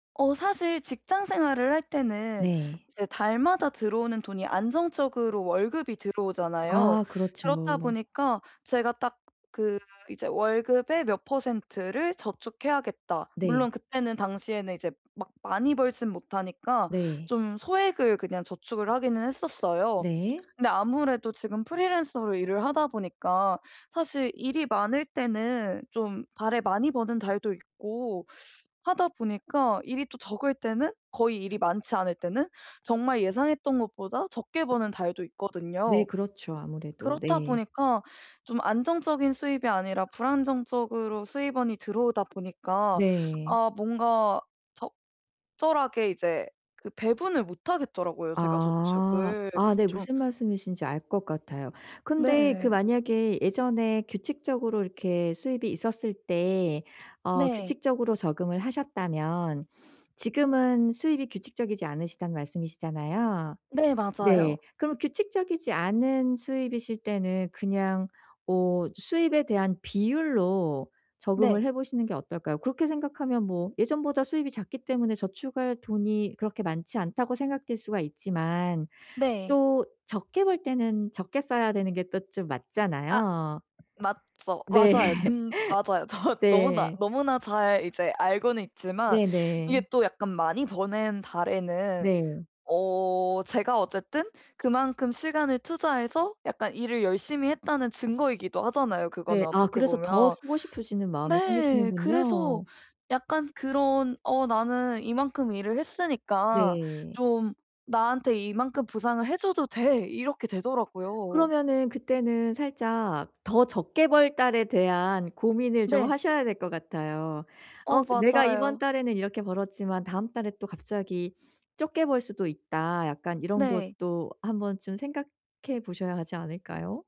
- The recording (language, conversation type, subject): Korean, advice, 저축을 더 잘하고 충동 지출을 줄이기 위해 어떤 습관을 들이면 좋을까요?
- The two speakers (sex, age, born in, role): female, 25-29, South Korea, user; female, 45-49, South Korea, advisor
- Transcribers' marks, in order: tapping; laugh; laughing while speaking: "정확"